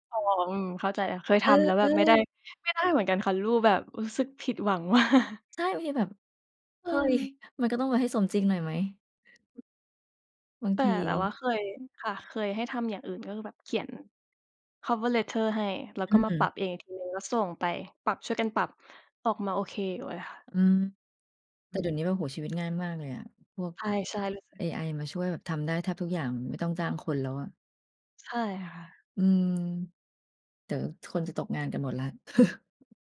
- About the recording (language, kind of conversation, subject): Thai, unstructured, คุณอยากเห็นตัวเองในอีก 5 ปีข้างหน้าเป็นอย่างไร?
- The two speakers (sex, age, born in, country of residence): female, 25-29, Thailand, Thailand; female, 45-49, Thailand, Thailand
- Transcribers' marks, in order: laughing while speaking: "มาก"; chuckle; other background noise; in English: "Letter"; chuckle